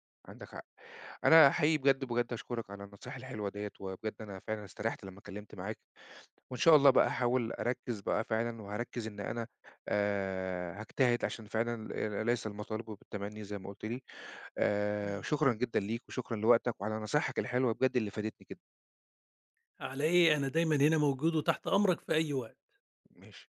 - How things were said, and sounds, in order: none
- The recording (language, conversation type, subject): Arabic, advice, إزّاي بتوصف/ي قلقك من إنك تقارن/ي جسمك بالناس على السوشيال ميديا؟
- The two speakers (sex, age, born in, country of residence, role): male, 40-44, Egypt, Portugal, user; male, 50-54, Egypt, Egypt, advisor